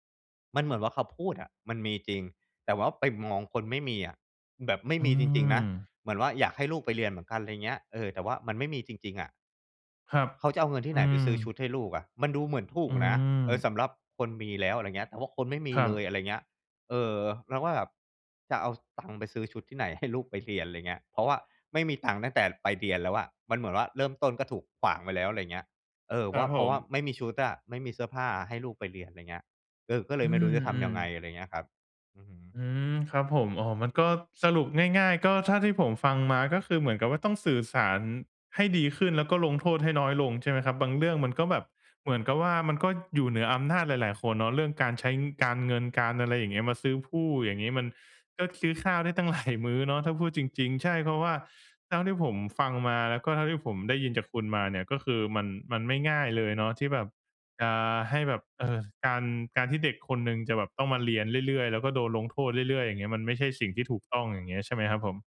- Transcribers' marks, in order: none
- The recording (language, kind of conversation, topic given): Thai, podcast, เล่าถึงความไม่เท่าเทียมทางการศึกษาที่คุณเคยพบเห็นมาได้ไหม?